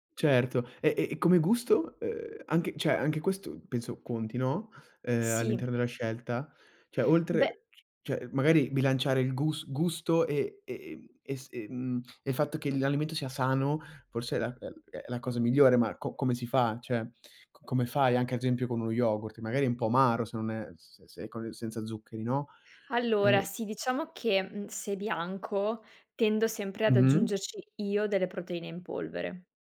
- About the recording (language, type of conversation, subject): Italian, podcast, Come scegli i cibi al supermercato per restare in salute?
- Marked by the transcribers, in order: "cioè" said as "ceh"